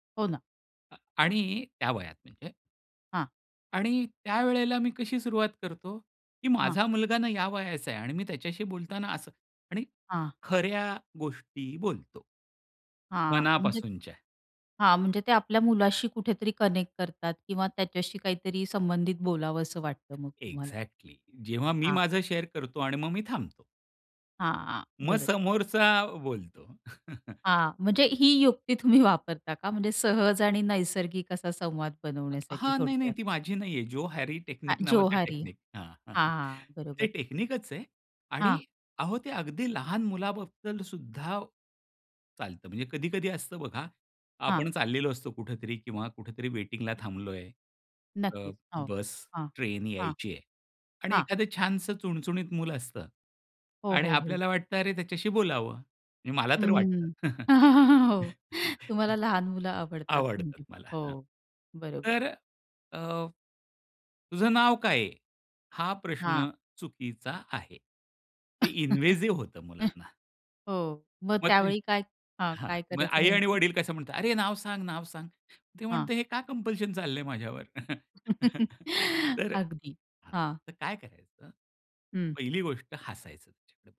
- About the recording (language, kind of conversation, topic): Marathi, podcast, तुम्ही सहजपणे नवीन मित्र कसे बनवता?
- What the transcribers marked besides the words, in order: in English: "कनेक्ट"; tapping; in English: "एक्झॅक्टली"; in English: "शेअर"; chuckle; laughing while speaking: "तुम्ही"; other noise; chuckle; laugh; laughing while speaking: "हो"; chuckle; in English: "इन्व्हेसिव्ह"; chuckle; in English: "कंपल्शन"; chuckle